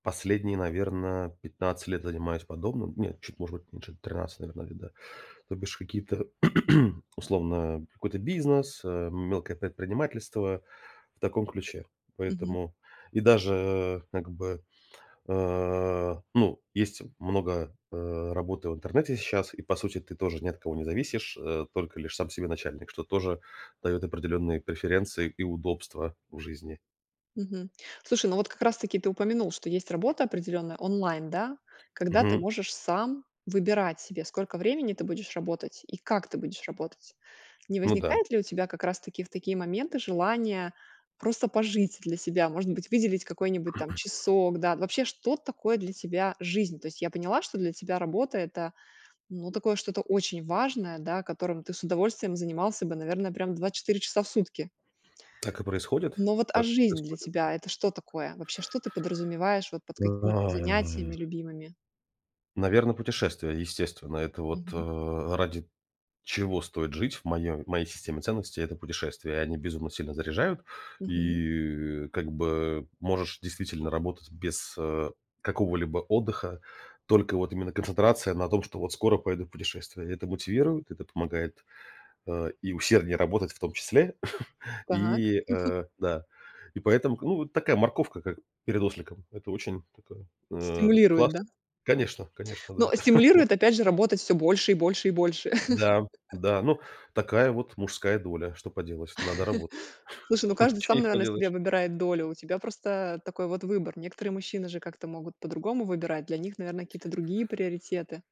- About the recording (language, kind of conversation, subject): Russian, podcast, Как вы обычно поддерживаете баланс между работой и личной жизнью?
- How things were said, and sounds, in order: throat clearing; tapping; other background noise; throat clearing; other noise; chuckle; chuckle; chuckle; chuckle